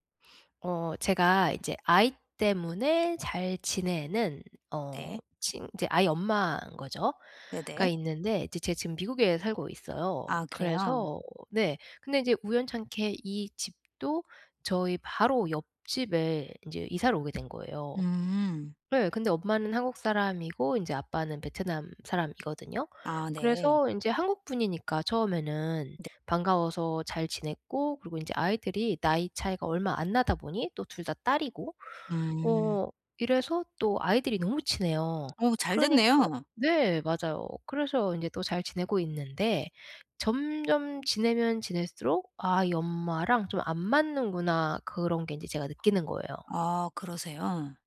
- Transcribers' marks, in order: tapping; other background noise
- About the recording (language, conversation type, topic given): Korean, advice, 진정성을 잃지 않으면서 나를 잘 표현하려면 어떻게 해야 할까요?